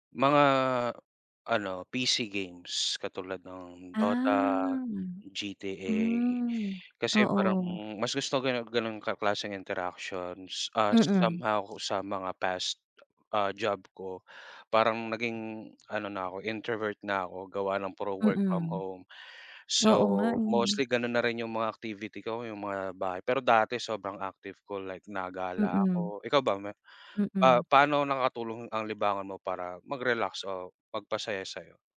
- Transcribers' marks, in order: drawn out: "Ah"; other background noise
- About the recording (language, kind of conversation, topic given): Filipino, unstructured, Bakit mo gusto ang ginagawa mong libangan?